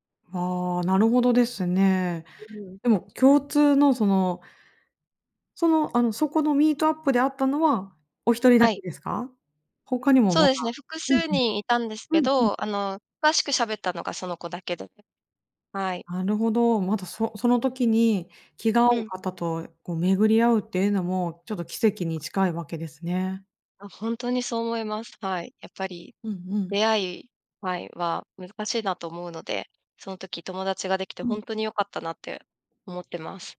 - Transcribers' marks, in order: other noise
- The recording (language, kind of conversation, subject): Japanese, podcast, 新しい街で友達を作るには、どうすればいいですか？